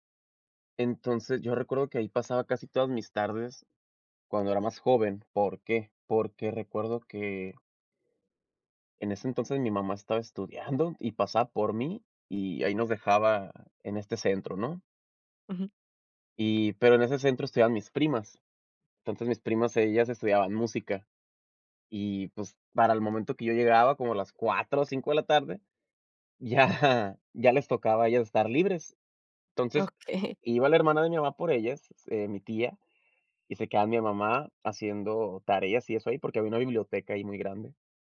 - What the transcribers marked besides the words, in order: laughing while speaking: "ya"; laughing while speaking: "Okey"
- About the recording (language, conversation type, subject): Spanish, podcast, ¿Qué canción te devuelve a una época concreta de tu vida?